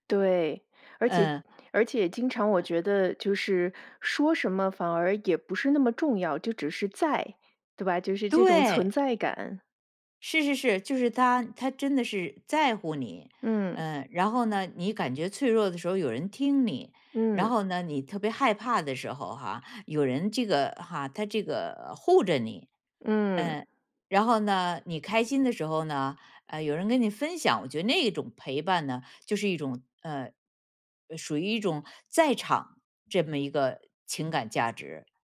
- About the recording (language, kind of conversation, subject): Chinese, podcast, 你觉得陪伴比礼物更重要吗？
- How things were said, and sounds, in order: stressed: "对"; tapping